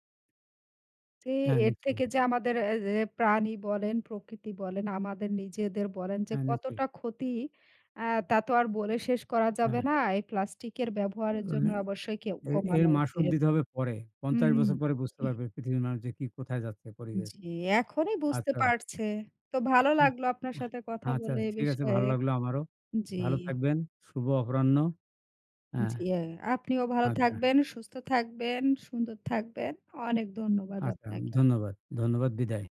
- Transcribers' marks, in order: other background noise; throat clearing
- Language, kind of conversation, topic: Bengali, unstructured, প্লাস্টিক দূষণ কেন এত বড় সমস্যা?